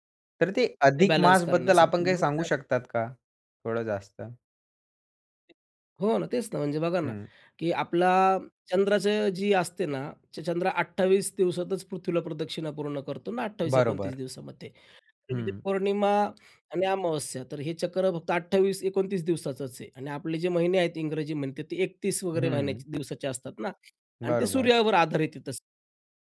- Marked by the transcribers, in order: tapping; other background noise
- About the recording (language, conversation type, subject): Marathi, podcast, हंगामीन उत्सव आणि निसर्ग यांचं नातं तुम्ही कसं स्पष्ट कराल?